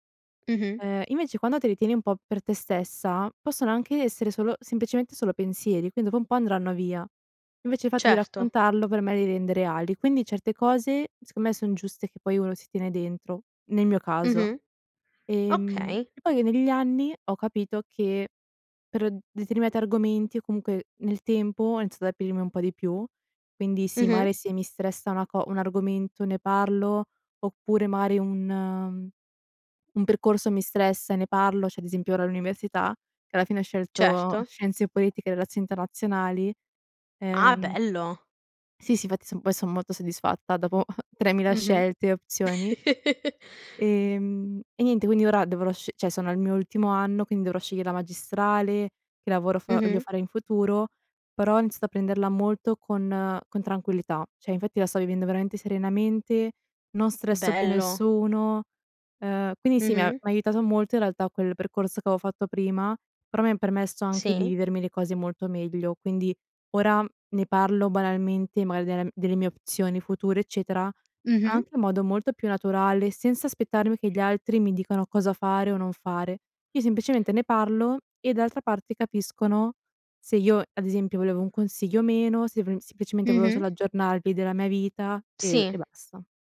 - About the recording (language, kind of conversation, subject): Italian, podcast, Come si costruisce la fiducia necessaria per parlare apertamente?
- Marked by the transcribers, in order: "magari" said as "maari"; "cioè" said as "ceh"; "infatti" said as "ifatti"; chuckle; chuckle; "cioè" said as "ceh"; "Cioè" said as "ceh"; other background noise; tapping